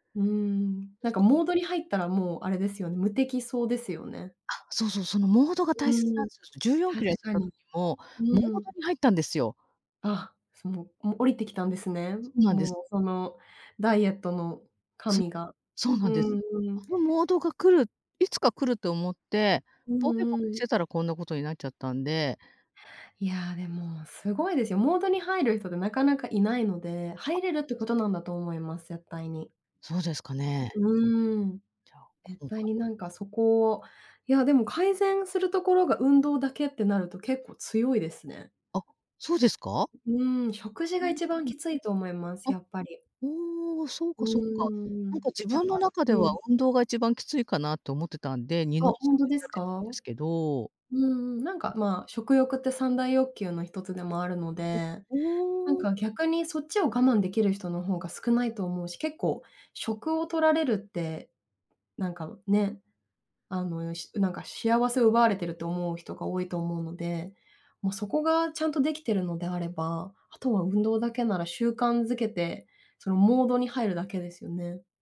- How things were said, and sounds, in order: other background noise; unintelligible speech; unintelligible speech; other noise
- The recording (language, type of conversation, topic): Japanese, advice, 健康診断で異常が出て生活習慣を変えなければならないとき、どうすればよいですか？